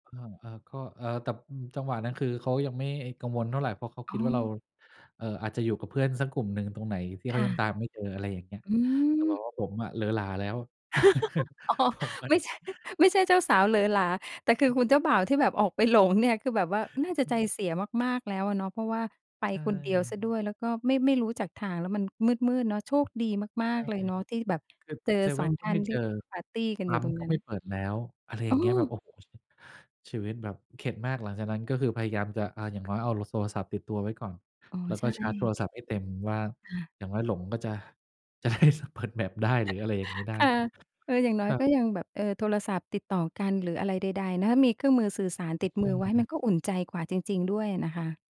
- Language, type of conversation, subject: Thai, podcast, มีช่วงไหนที่คุณหลงทางแล้วได้บทเรียนสำคัญไหม?
- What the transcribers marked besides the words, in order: laugh; laughing while speaking: "อ๋อ ไม่ใช่"; chuckle; other background noise; "โทรศัพท์" said as "โซรศัพท์"; laughing while speaking: "จะได้"; in English: "map"; chuckle